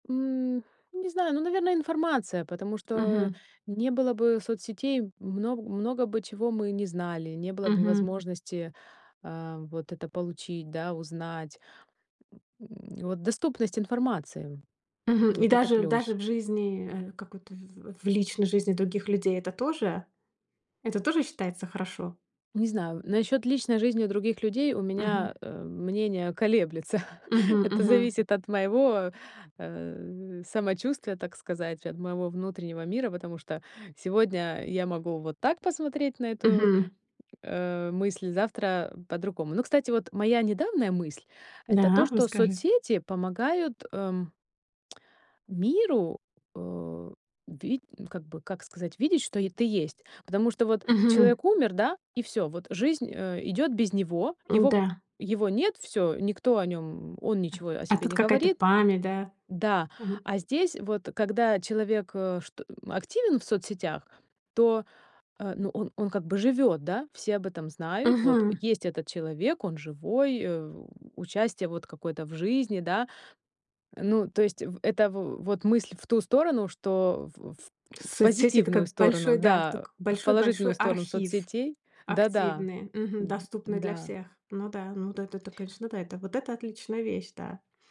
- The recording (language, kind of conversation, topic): Russian, podcast, Как социальные сети меняют реальные взаимоотношения?
- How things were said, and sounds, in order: laugh; other background noise